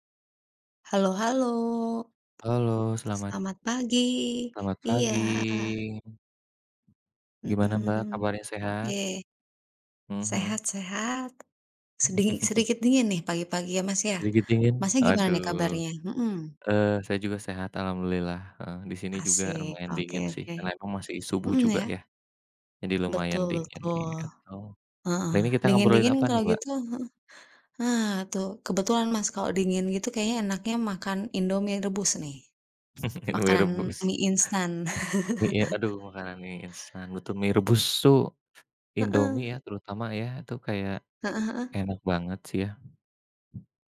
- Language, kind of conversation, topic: Indonesian, unstructured, Apakah generasi muda terlalu sering mengonsumsi makanan instan?
- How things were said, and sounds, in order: other background noise; drawn out: "pagi"; chuckle; chuckle; laughing while speaking: "Indomie rebus"; chuckle; tapping